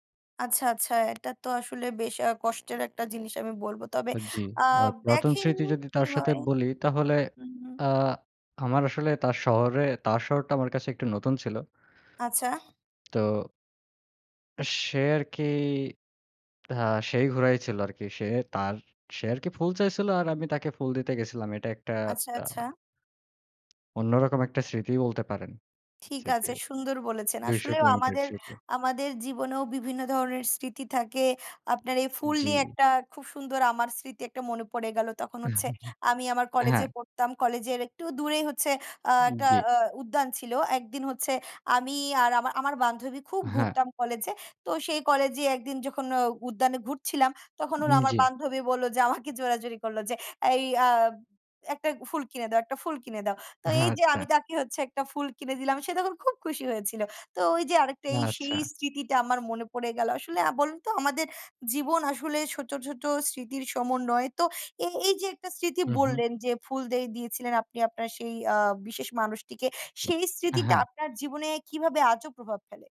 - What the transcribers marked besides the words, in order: tapping; other background noise; chuckle; laughing while speaking: "আমাকে জোরাজুরি করল যে"
- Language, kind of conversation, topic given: Bengali, unstructured, কোনো পুরোনো স্মৃতি কি আপনাকে আজও প্রেরণা দেয়, আর কীভাবে?